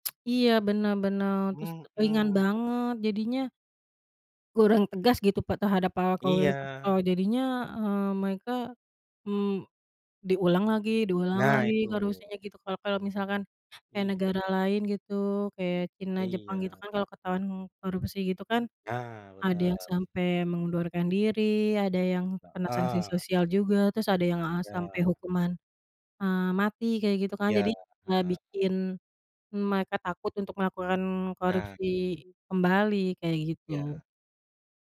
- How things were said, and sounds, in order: tsk; other background noise
- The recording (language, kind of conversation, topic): Indonesian, unstructured, Bagaimana pendapatmu tentang korupsi dalam pemerintahan saat ini?